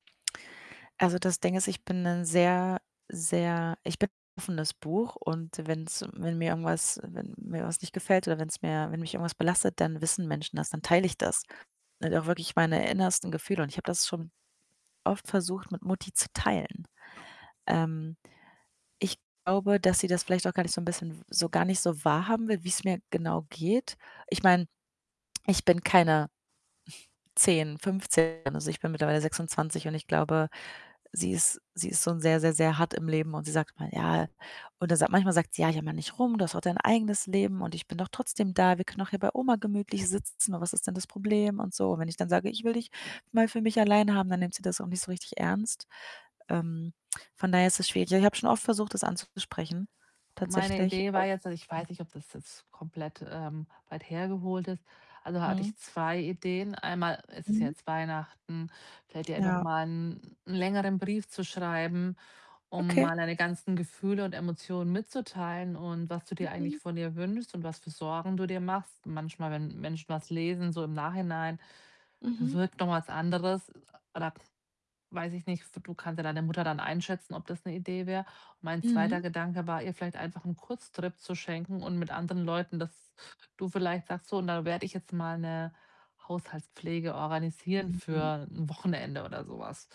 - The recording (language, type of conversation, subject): German, advice, Wie kann ich meine emotionale Belastung durch die Betreuung verringern?
- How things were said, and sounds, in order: other background noise; snort; distorted speech; tapping; unintelligible speech